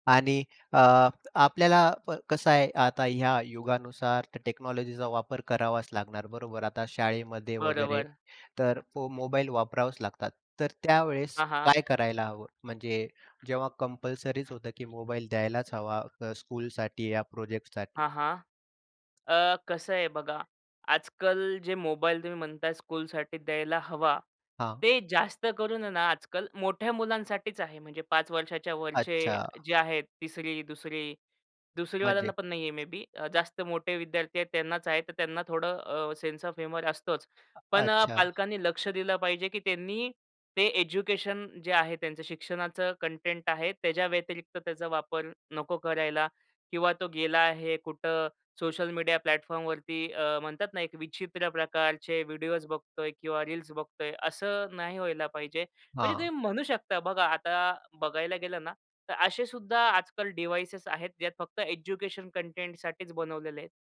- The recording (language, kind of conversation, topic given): Marathi, podcast, बाळांना मोबाईल फोन किती वयापासून द्यावा आणि रोज किती वेळासाठी द्यावा, असे तुम्हाला वाटते?
- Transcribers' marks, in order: in English: "स्कूलसाठी"; other background noise; tapping; in English: "स्कूलसाठी"; in English: "मे बी"; in English: "सेन्स ऑफ ह्युमर"; in English: "प्लॅटफॉर्मवरती"; in English: "डिव्हाइसेस"